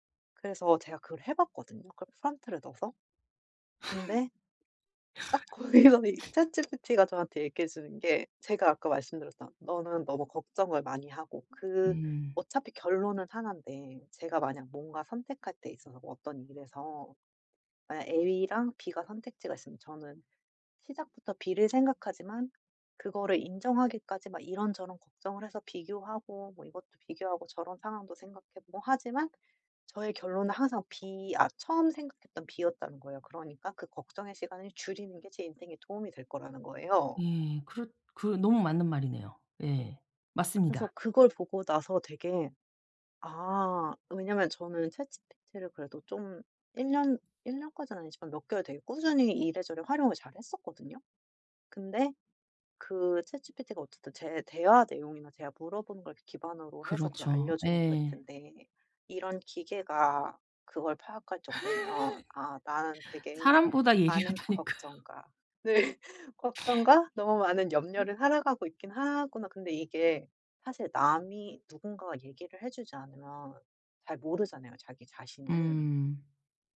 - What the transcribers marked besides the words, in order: put-on voice: "prompt"; in English: "prompt"; laugh; laughing while speaking: "거기서"; other background noise; laugh; laughing while speaking: "예리하다니까요"; laughing while speaking: "네"; other noise
- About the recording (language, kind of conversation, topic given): Korean, advice, 복잡한 일을 앞두고 불안감과 자기의심을 어떻게 줄일 수 있을까요?